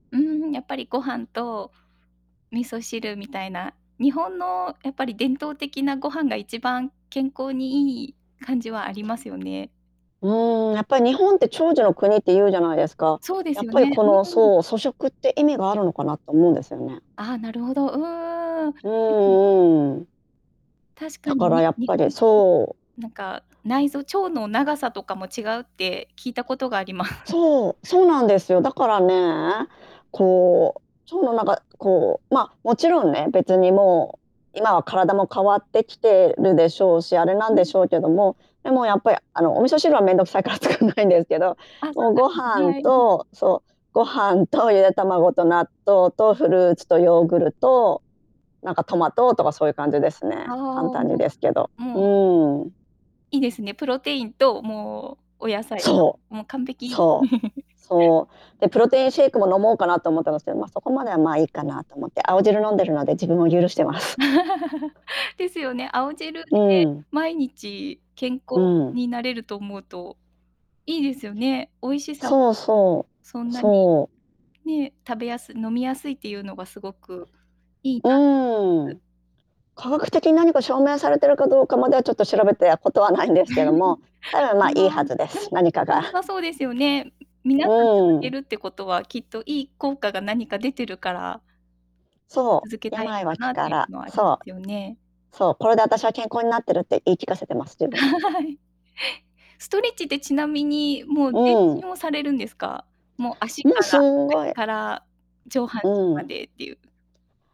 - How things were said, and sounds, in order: distorted speech; static; laughing while speaking: "あります"; laughing while speaking: "面倒くさいから作んないんですけど"; laugh; laugh; laugh; other background noise; laugh; laughing while speaking: "はい"
- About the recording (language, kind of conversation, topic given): Japanese, podcast, 朝のルーティンで、何かこだわっていることはありますか？